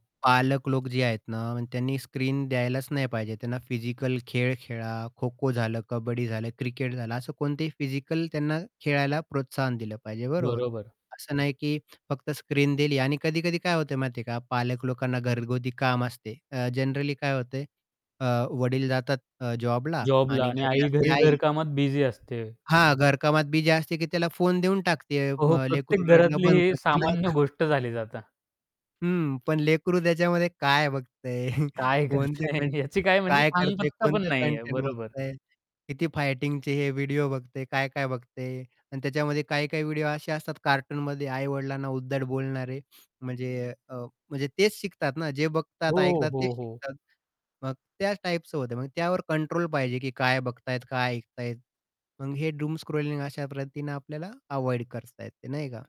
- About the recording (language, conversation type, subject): Marathi, podcast, डूमस्क्रोलिंगची सवय सोडण्यासाठी तुम्ही काय केलं किंवा काय सुचवाल?
- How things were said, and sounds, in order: in English: "जनरली"; distorted speech; chuckle; laughing while speaking: "करता आहे?"; in English: "डूम स्क्रोलिंग"